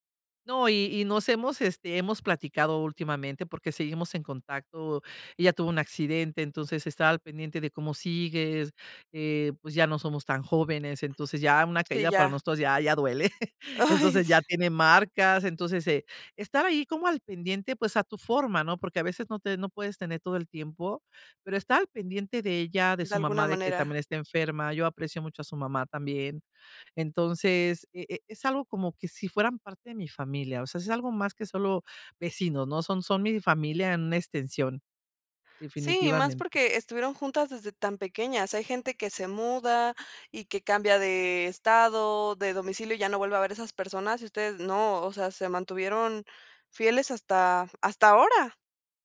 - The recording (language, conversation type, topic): Spanish, podcast, ¿Qué consejos tienes para mantener amistades a largo plazo?
- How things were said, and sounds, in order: other background noise; laughing while speaking: "ya duele"